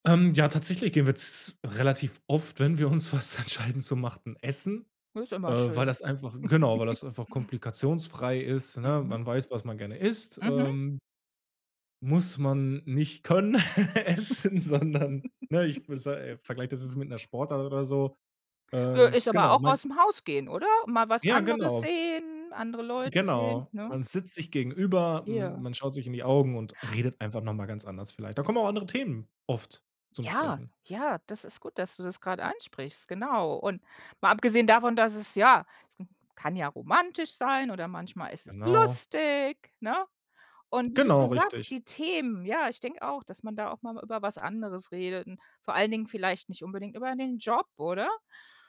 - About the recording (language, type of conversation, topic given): German, podcast, Was macht ein Wochenende für dich wirklich erfüllend?
- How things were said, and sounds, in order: other background noise; laughing while speaking: "uns was entscheiden"; chuckle; tapping; chuckle; laughing while speaking: "essen, sondern"; giggle